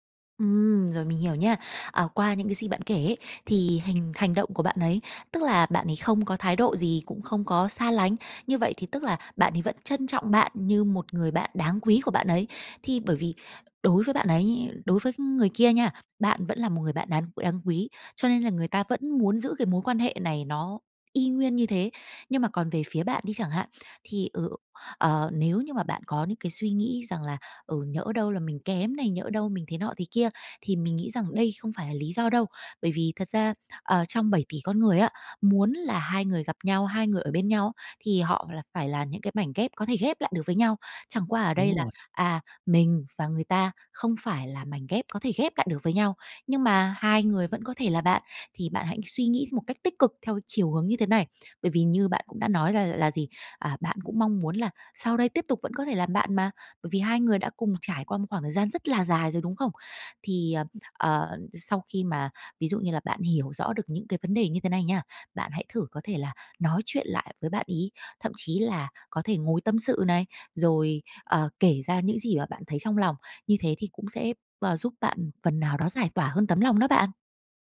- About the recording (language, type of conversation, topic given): Vietnamese, advice, Bạn làm sao để lấy lại sự tự tin sau khi bị từ chối trong tình cảm hoặc công việc?
- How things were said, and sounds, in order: tapping; other background noise